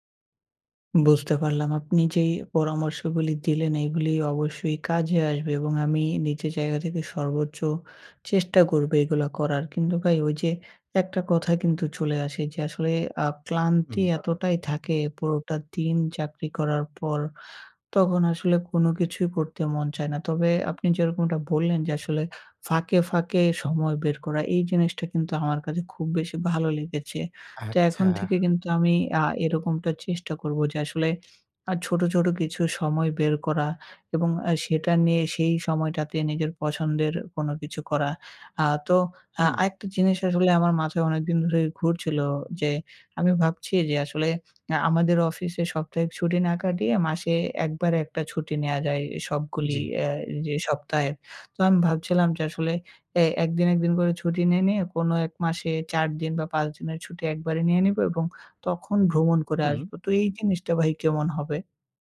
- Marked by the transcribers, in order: none
- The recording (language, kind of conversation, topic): Bengali, advice, আপনি কি অবসর সময়ে শখ বা আনন্দের জন্য সময় বের করতে পারছেন না?